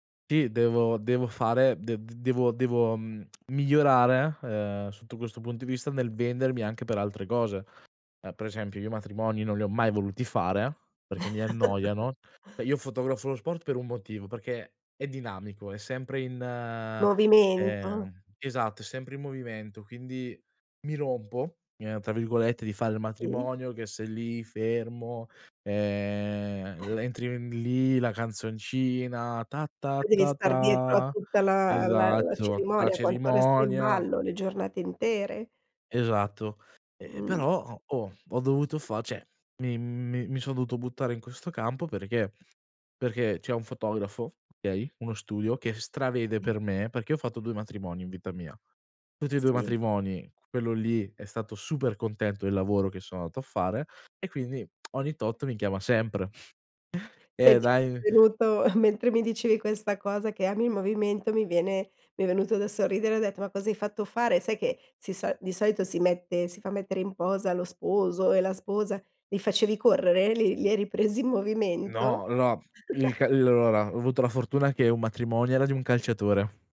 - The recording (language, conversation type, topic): Italian, podcast, Come hai valutato i rischi economici prima di fare il salto?
- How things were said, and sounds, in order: tsk; chuckle; chuckle; singing: "Ta ta ta ta"; "la" said as "ta"; "cioè" said as "ceh"; other background noise; lip smack; chuckle; unintelligible speech; chuckle